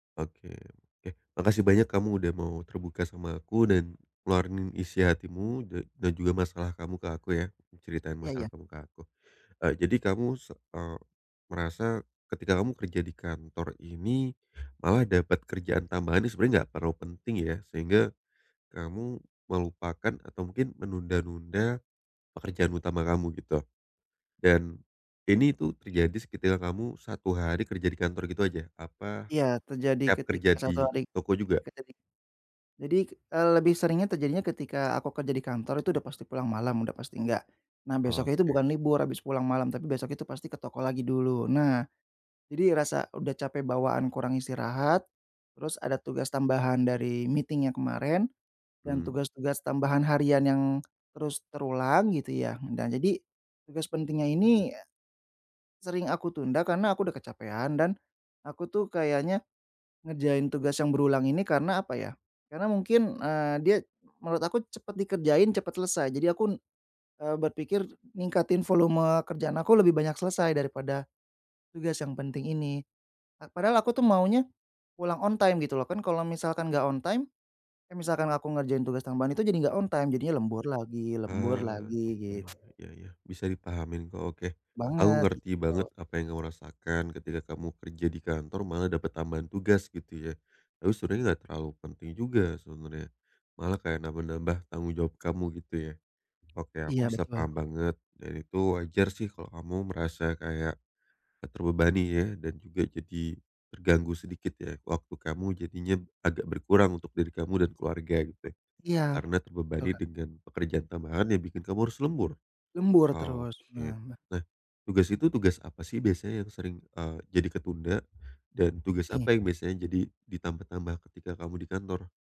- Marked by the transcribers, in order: in English: "meeting"; in English: "on time"; in English: "on time"; in English: "on time"; other background noise; tapping
- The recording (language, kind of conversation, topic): Indonesian, advice, Mengapa kamu sering menunda tugas penting untuk mencapai tujuanmu?